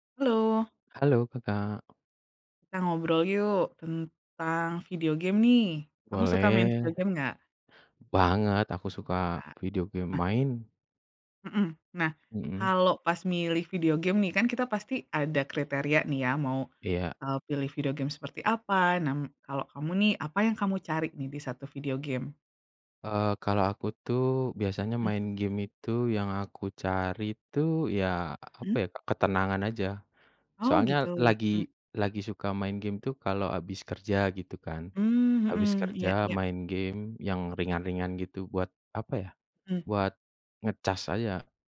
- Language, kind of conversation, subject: Indonesian, unstructured, Apa yang Anda cari dalam gim video yang bagus?
- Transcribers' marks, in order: none